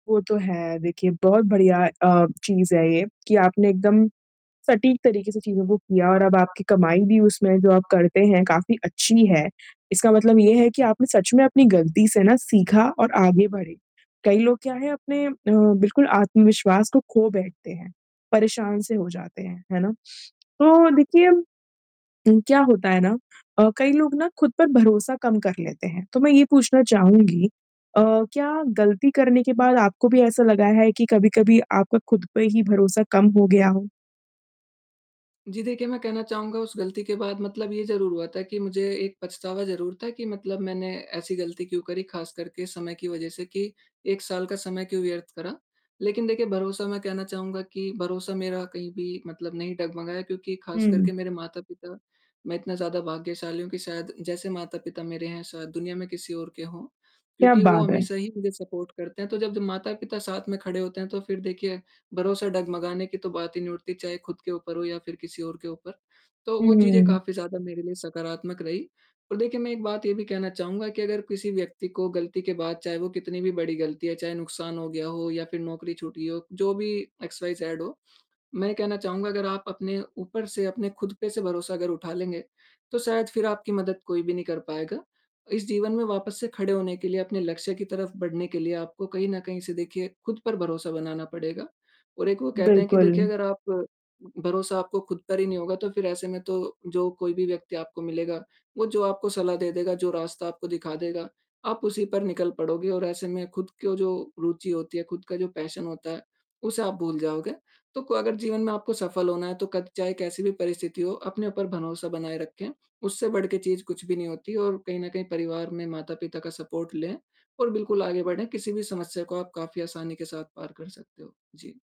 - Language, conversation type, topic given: Hindi, podcast, आपने अपनी किसी गलती से क्या सीखा है?
- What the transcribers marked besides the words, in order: static; tapping; distorted speech; in English: "सपोर्ट"; in English: "एक्सवाईज़ेड"; in English: "पैशन"; in English: "सपोर्ट"